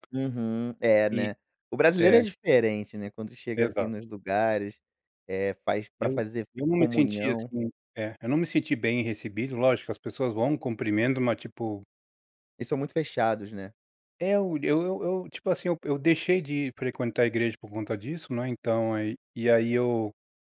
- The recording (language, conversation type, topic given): Portuguese, podcast, Como a comida une as pessoas na sua comunidade?
- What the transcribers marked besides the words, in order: none